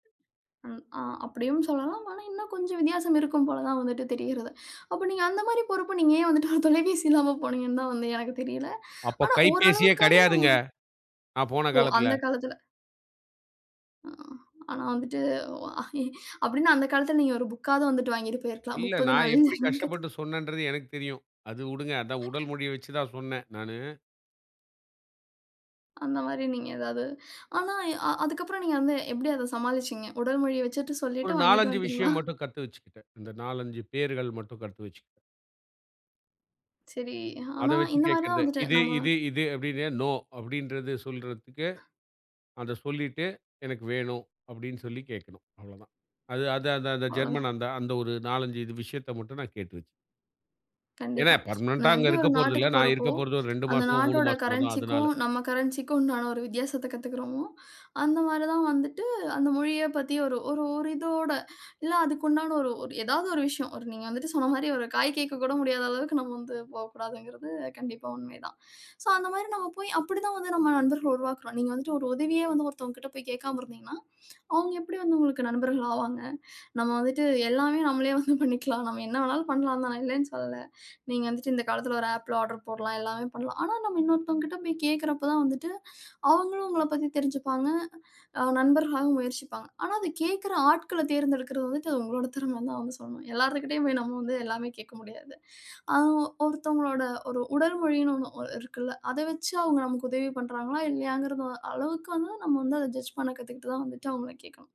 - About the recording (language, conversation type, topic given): Tamil, podcast, புதிய இடத்துக்குச் சென்றபோது புதிய நண்பர்களை எப்படி உருவாக்கலாம்?
- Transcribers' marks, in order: laughing while speaking: "நீங்க ஏன் வந்துட்டு ஒரு தொலைபேசி இல்லாம போனீங்கன்தா வந்து எனக்குத தெரியல"; other noise; chuckle; laughing while speaking: "முப்பது நாள்ல ஜெர்மன் கத்து"; chuckle; "பெயர்கள்" said as "பேர்கள்"; in English: "பர்மனண்டா"; other background noise; in English: "கரன்சிக்கும்"; in English: "கரன்சிக்கும்"; chuckle; tsk; chuckle; in English: "ஆப்ல"; chuckle; unintelligible speech; in English: "ஜட்ஜ்"